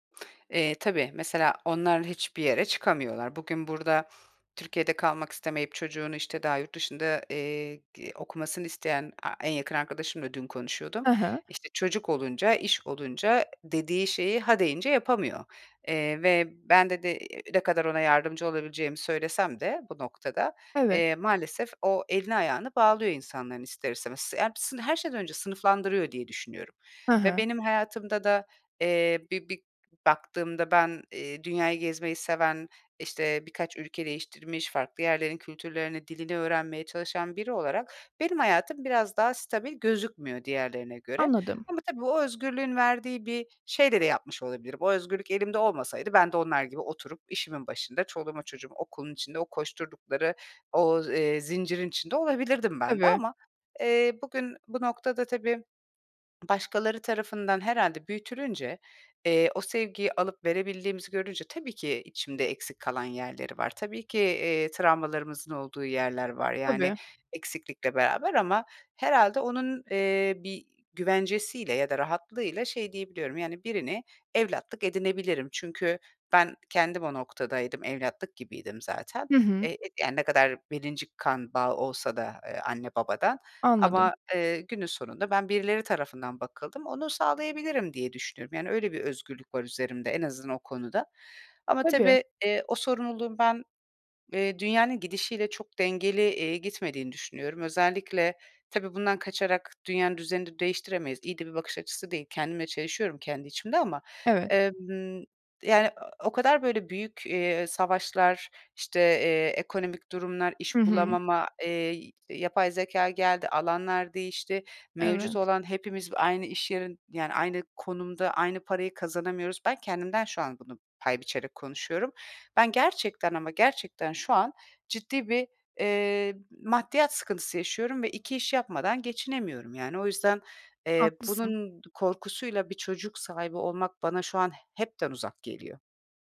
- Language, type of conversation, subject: Turkish, advice, Çocuk sahibi olma zamanlaması ve hazır hissetmeme
- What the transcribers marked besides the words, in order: other noise; "Hepsi" said as "emsin"; swallow; tapping